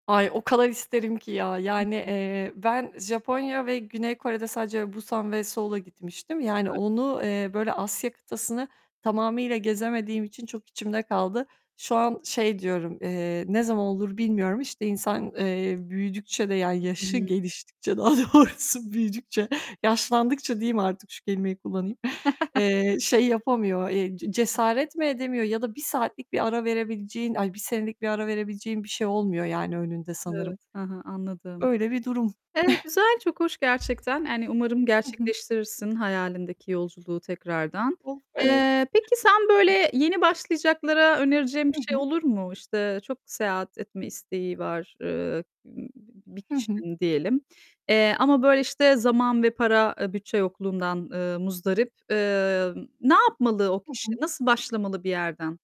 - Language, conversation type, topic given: Turkish, podcast, Seyahatlerinde seni en çok şaşırtan misafirperverlik örneği neydi?
- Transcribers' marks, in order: distorted speech; laughing while speaking: "daha doğrusu büyüdükçe"; static; chuckle; other background noise; unintelligible speech; scoff